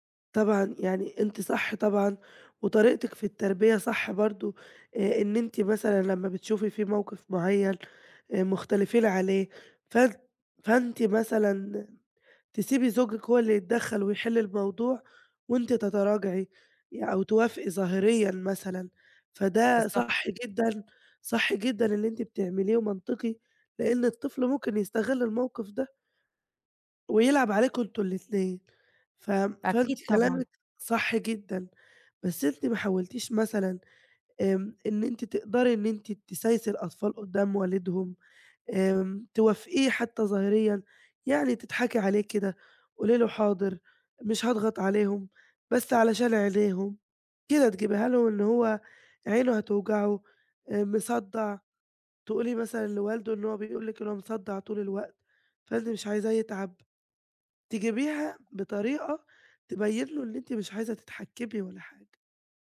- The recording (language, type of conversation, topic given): Arabic, advice, إزاي نحلّ خلافاتنا أنا وشريكي عن تربية العيال وقواعد البيت؟
- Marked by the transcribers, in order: none